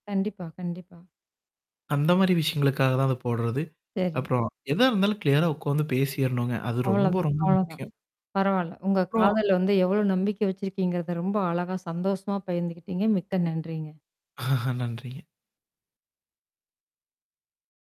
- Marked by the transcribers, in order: static; in English: "கிளியரா"; distorted speech; chuckle
- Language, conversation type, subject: Tamil, podcast, காதல் உறவில் நம்பிக்கை எவ்வளவு முக்கியம்?